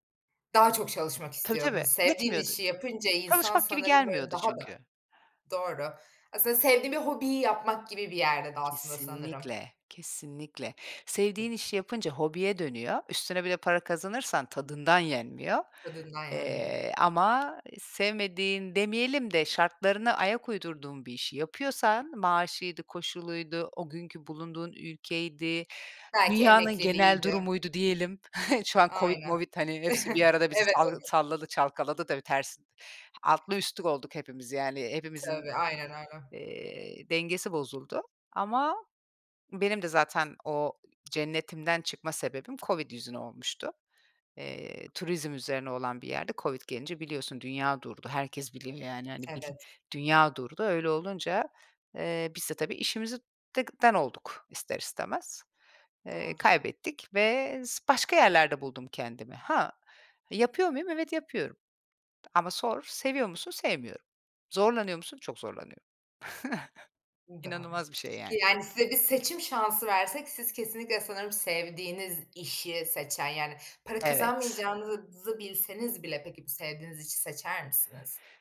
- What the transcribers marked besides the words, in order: other background noise; tapping; chuckle; chuckle; unintelligible speech; chuckle
- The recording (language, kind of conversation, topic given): Turkish, podcast, Sevdiğin işi mi yoksa güvenli bir maaşı mı seçersin, neden?